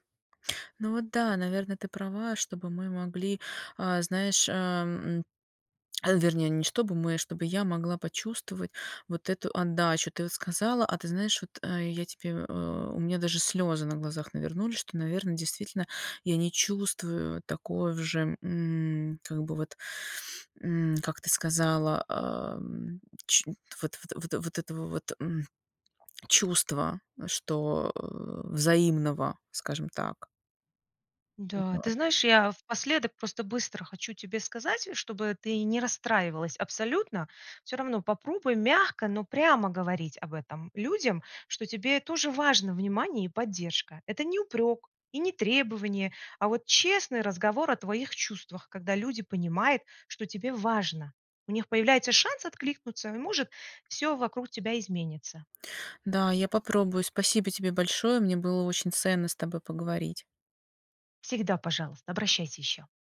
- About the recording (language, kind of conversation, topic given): Russian, advice, Как справиться с перегрузкой и выгоранием во время отдыха и праздников?
- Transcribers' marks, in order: tapping; lip smack; swallow; grunt; unintelligible speech; "напоследок" said as "в последок"; stressed: "важно"